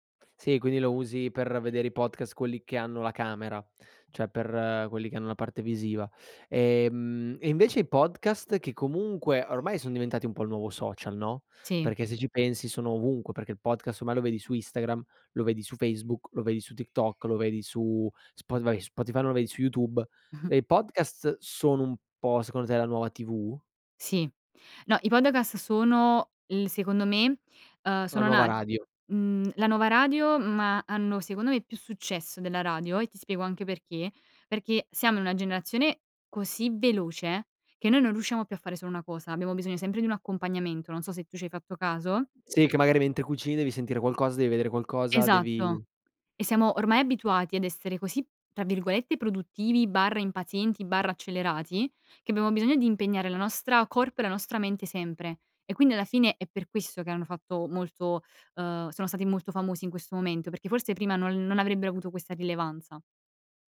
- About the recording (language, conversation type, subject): Italian, podcast, Che ruolo hanno i social media nella visibilità della tua comunità?
- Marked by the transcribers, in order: tapping; other background noise; "Spotify" said as "spodfy"; chuckle